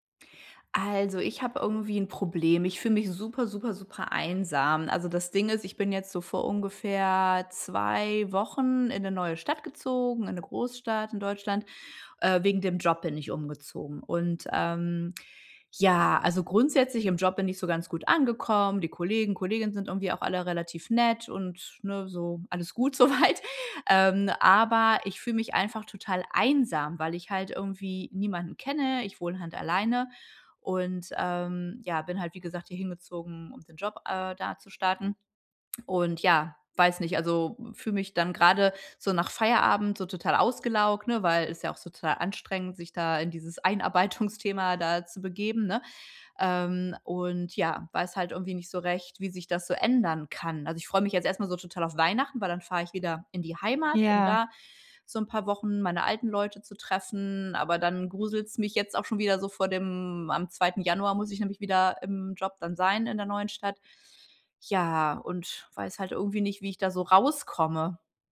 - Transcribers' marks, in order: other background noise; laughing while speaking: "weit"
- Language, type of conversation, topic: German, advice, Wie gehe ich mit Einsamkeit nach einem Umzug in eine neue Stadt um?